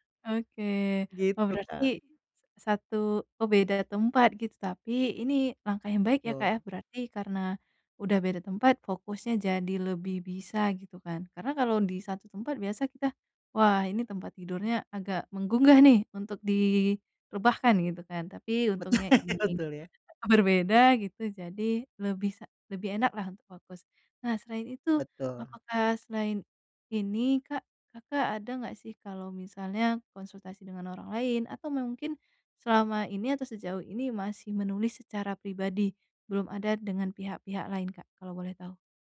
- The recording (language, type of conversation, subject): Indonesian, advice, Mengurangi kekacauan untuk fokus berkarya
- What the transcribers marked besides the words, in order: laugh